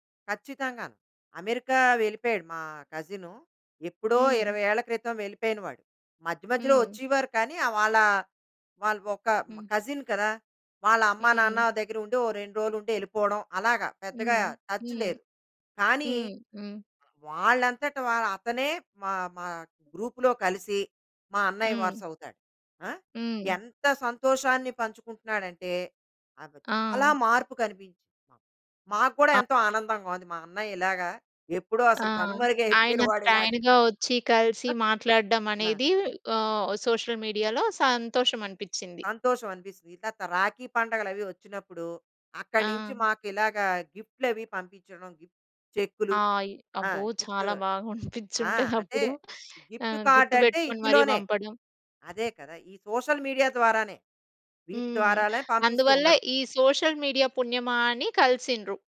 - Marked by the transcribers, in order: in English: "కజిన్"; in English: "గ్రూప్‌లో"; other noise; laughing while speaking: "కనుమరుగయిపోయిన వాడు ఇలాగ"; other background noise; chuckle; in English: "సోషల్ మీడియాలో"; "తరవాతా" said as "తర్త"; laughing while speaking: "అనిపించి ఉంటది అప్పుడు"; in English: "గిఫ్ట్ కార్డ్"; in English: "సోషల్ మీడియా"; in English: "సోషల్ మీడియా"
- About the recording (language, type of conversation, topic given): Telugu, podcast, సోషల్ మీడియా మీ జీవితాన్ని ఎలా మార్చింది?